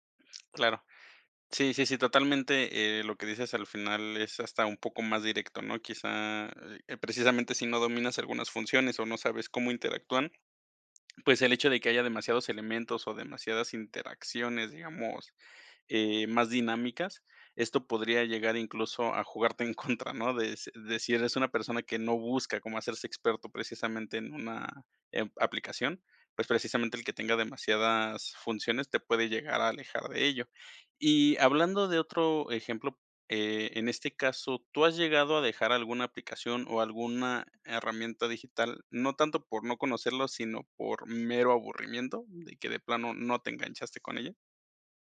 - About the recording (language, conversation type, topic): Spanish, podcast, ¿Qué te frena al usar nuevas herramientas digitales?
- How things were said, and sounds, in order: other background noise; chuckle